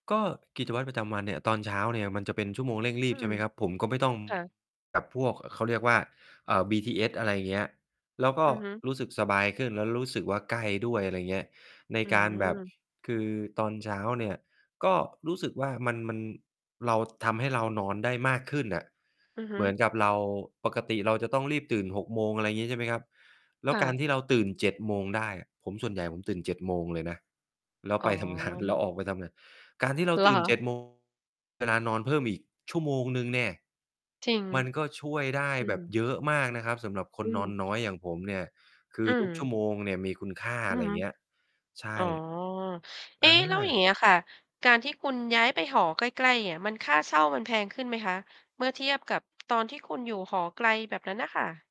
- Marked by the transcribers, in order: distorted speech; other background noise; laughing while speaking: "งาน"; tapping
- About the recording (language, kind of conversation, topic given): Thai, podcast, คุณช่วยเล่ากิจวัตรตอนเช้าตามปกติของคุณให้ฟังหน่อยได้ไหม?